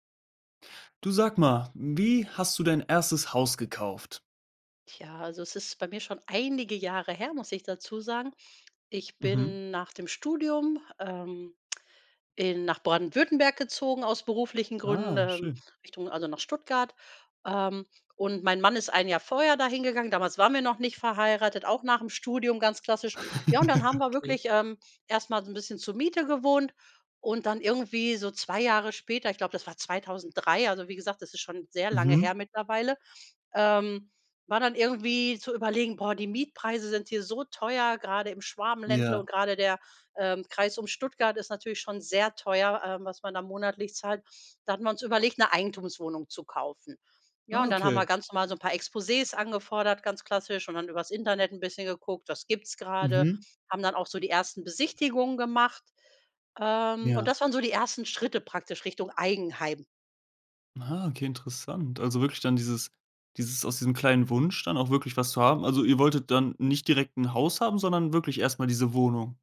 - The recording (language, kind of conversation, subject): German, podcast, Erzähl mal: Wie hast du ein Haus gekauft?
- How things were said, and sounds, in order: stressed: "einige"; tsk; laugh